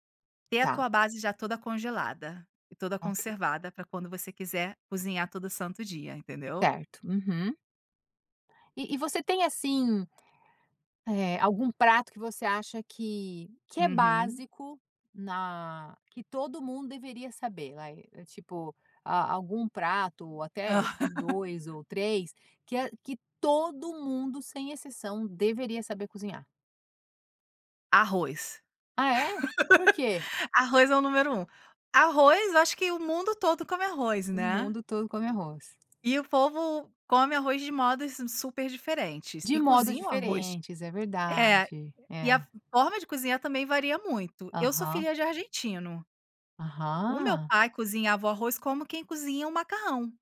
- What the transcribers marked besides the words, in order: laugh; stressed: "todo"; laugh
- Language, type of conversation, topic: Portuguese, podcast, O que você acha que todo mundo deveria saber cozinhar?